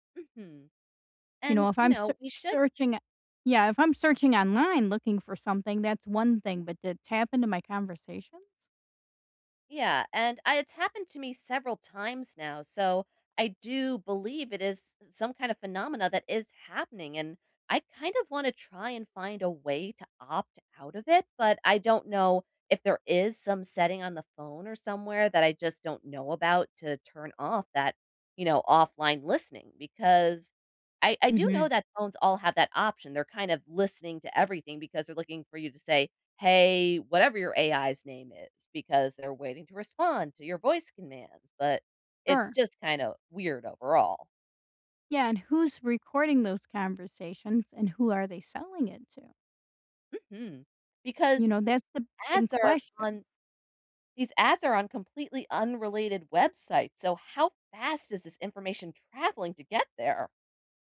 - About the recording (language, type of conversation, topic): English, unstructured, Should I be worried about companies selling my data to advertisers?
- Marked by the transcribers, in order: other background noise; tapping; "Sure" said as "ure"